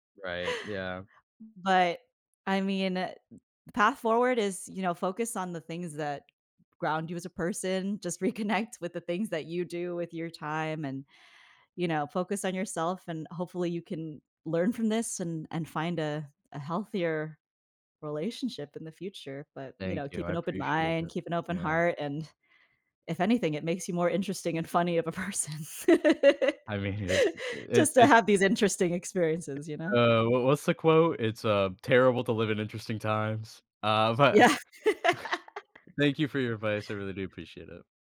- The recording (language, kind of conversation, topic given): English, advice, How can I cope with shock after a sudden breakup?
- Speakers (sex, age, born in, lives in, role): female, 30-34, United States, United States, advisor; male, 25-29, United States, United States, user
- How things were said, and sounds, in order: tapping; laughing while speaking: "person"; laugh; laughing while speaking: "Yeah"; chuckle; laugh